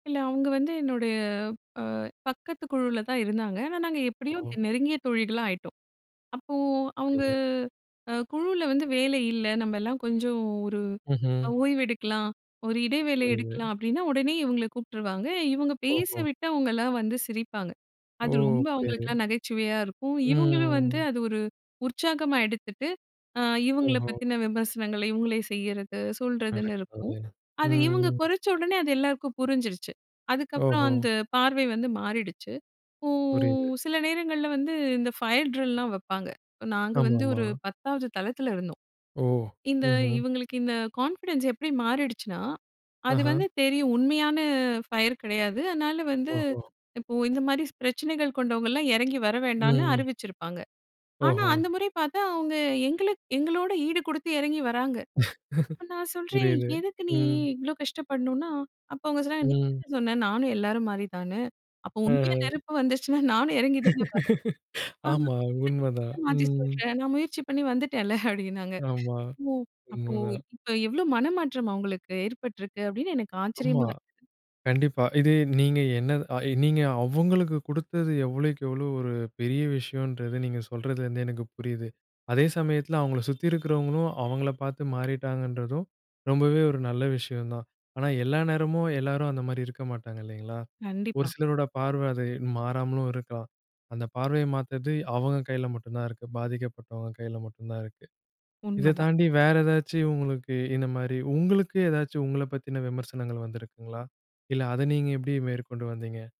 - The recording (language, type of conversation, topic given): Tamil, podcast, சுய விமர்சனம் கலாய்ச்சலாக மாறாமல் அதை எப்படிச் செய்யலாம்?
- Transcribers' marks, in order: tapping; "இவங்கள" said as "இவங்க"; drawn out: "ம்"; other noise; drawn out: "இப்போ"; in English: "ஃபயர் ட்ரில்லாம்"; in English: "கான்ஃபிடன்ஸ்"; in English: "ஃபயர்"; other background noise; laugh; laughing while speaking: "அப்போ உண்மையா நெருப்பு வந்துச்சுனா"; laugh; laughing while speaking: "அப்டின்னாங்க"